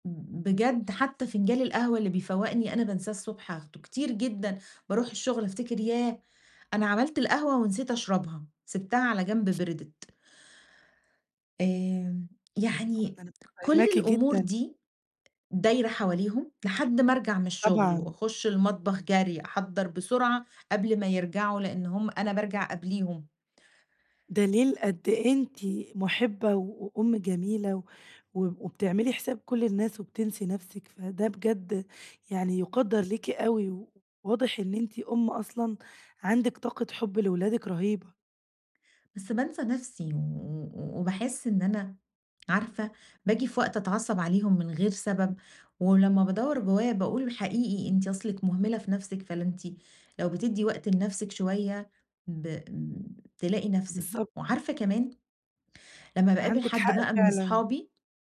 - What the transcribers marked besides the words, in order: other background noise; tapping
- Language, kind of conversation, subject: Arabic, advice, إزاي أوازن بين التزاماتي اليومية ووقت الترفيه والهوايات؟